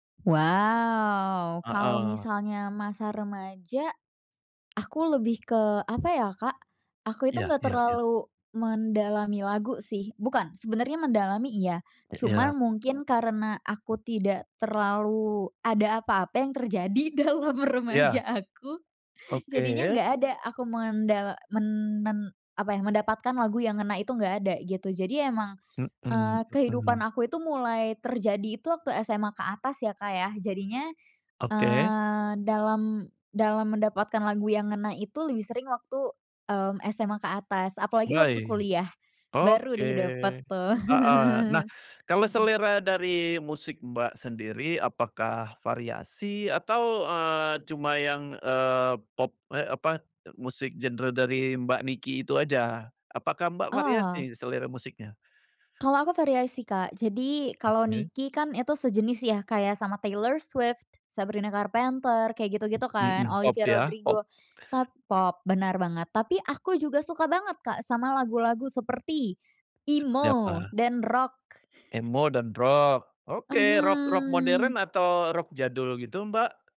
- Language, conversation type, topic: Indonesian, podcast, Kapan terakhir kali kamu menemukan lagu yang benar-benar ngena?
- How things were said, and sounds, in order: tapping; laughing while speaking: "terjadi dalam remaja aku"; laugh; in English: "top pop"; laugh